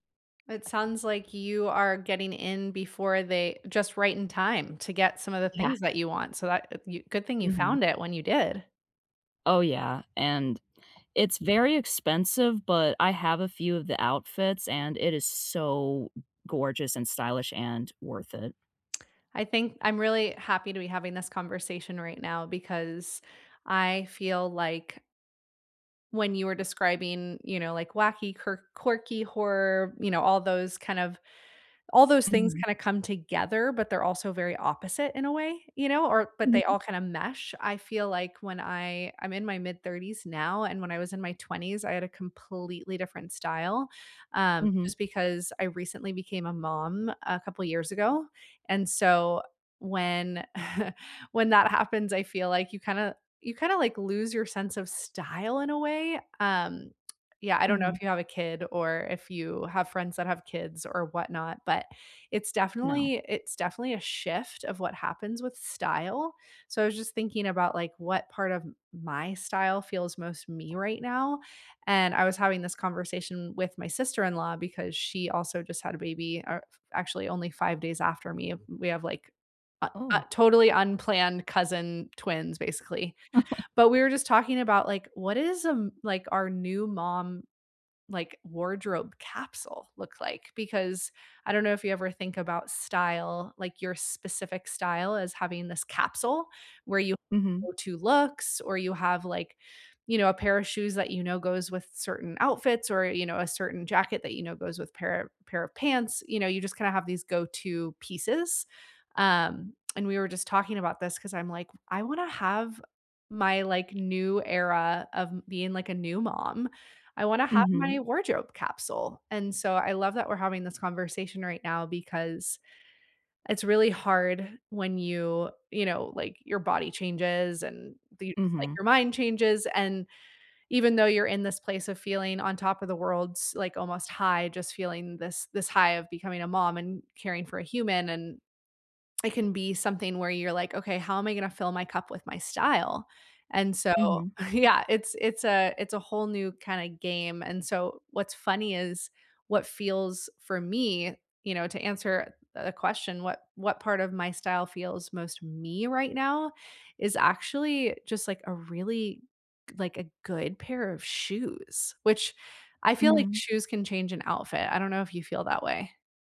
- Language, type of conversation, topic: English, unstructured, What part of your style feels most like you right now, and why does it resonate with you?
- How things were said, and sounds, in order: tapping; other background noise; lip smack; chuckle; chuckle; lip smack; background speech